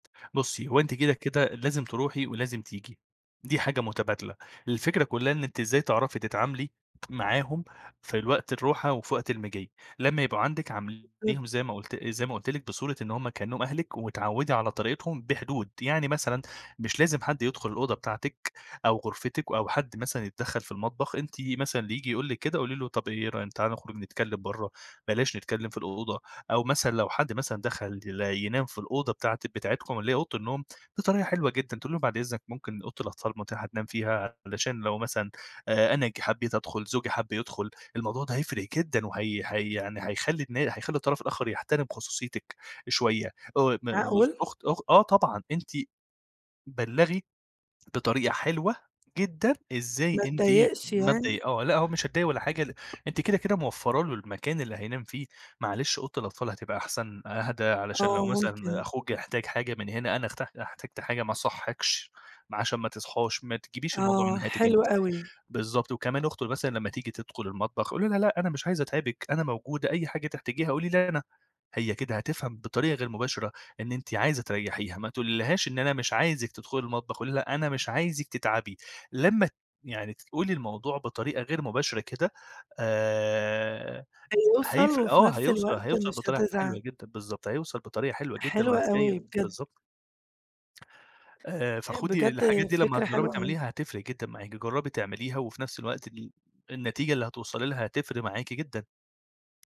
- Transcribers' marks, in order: tapping; unintelligible speech; unintelligible speech; other background noise
- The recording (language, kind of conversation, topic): Arabic, advice, إزاي أتكلم بصراحة مع حد عن حدودي الشخصية؟